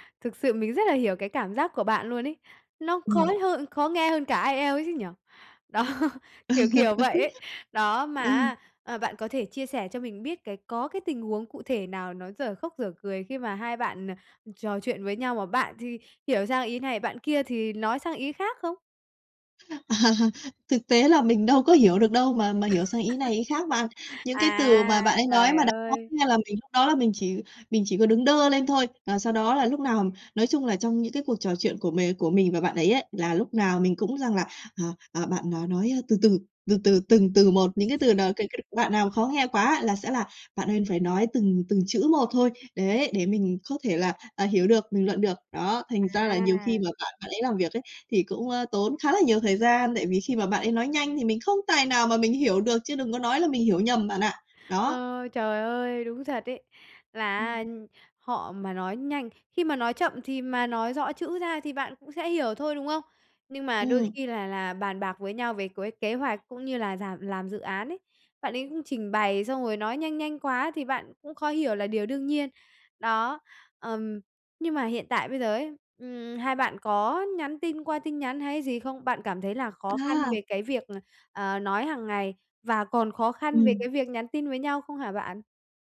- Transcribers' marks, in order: other background noise; tapping; laughing while speaking: "Đó"; laugh; laughing while speaking: "Ờ"; laugh; unintelligible speech; laugh; "làm" said as "ràm"
- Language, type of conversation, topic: Vietnamese, advice, Bạn gặp những khó khăn gì khi giao tiếp hằng ngày do rào cản ngôn ngữ?
- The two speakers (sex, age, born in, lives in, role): female, 30-34, Vietnam, Vietnam, user; female, 45-49, Vietnam, Vietnam, advisor